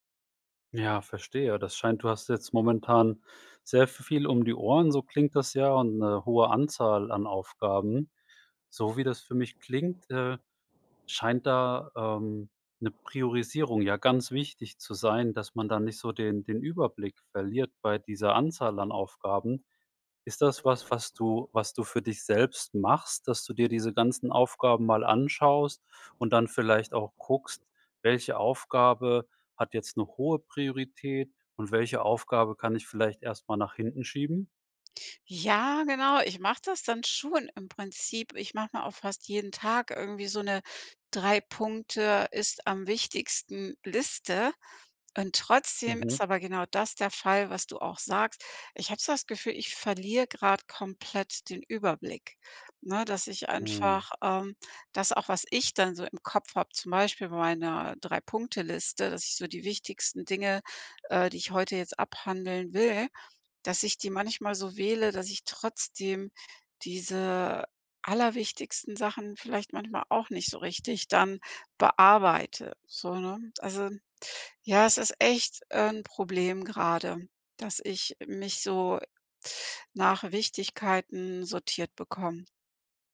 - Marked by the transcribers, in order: background speech; tapping
- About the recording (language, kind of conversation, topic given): German, advice, Wie kann ich dringende und wichtige Aufgaben sinnvoll priorisieren?
- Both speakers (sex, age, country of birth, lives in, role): female, 55-59, Germany, Italy, user; male, 45-49, Germany, Germany, advisor